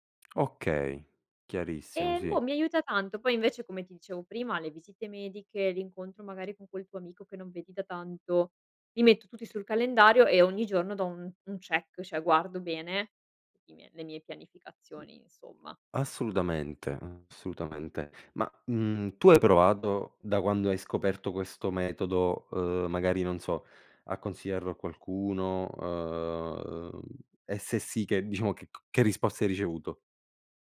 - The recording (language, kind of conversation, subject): Italian, podcast, Come pianifichi la tua settimana in anticipo?
- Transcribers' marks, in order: tongue click; in English: "check"; "cioè" said as "ceh"; other background noise